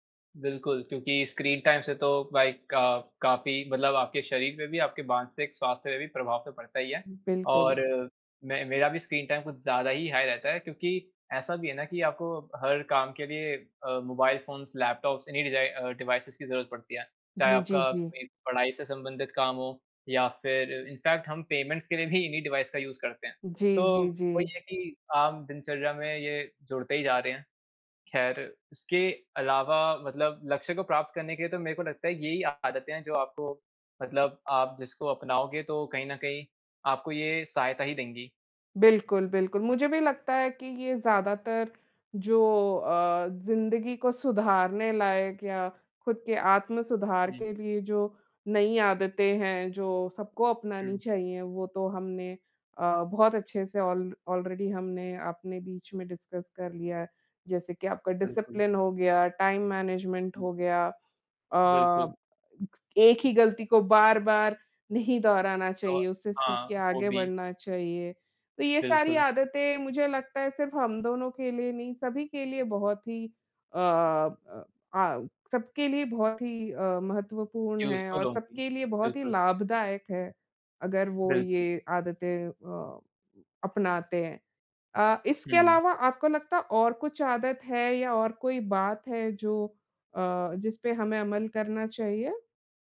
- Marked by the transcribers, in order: in English: "स्क्रीन टाइम"; in English: "लाइक"; in English: "स्क्रीन टाइम"; in English: "हाई"; in English: "मोबाइल फ़ोन्स, लैपटॉप्स"; in English: "डिवाइसेस"; in English: "इन्फ़ैक्ट"; in English: "पेमेंट्स"; in English: "डिवाइस"; in English: "यूज़"; in English: "ऑल ऑलरेडी"; in English: "डिस्कस"; in English: "डिसिप्लिन"; other noise; in English: "टाइम मैनेजमेंट"; other background noise; in English: "यूज़फ़ुल"
- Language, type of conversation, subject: Hindi, unstructured, आत्म-सुधार के लिए आप कौन-सी नई आदतें अपनाना चाहेंगे?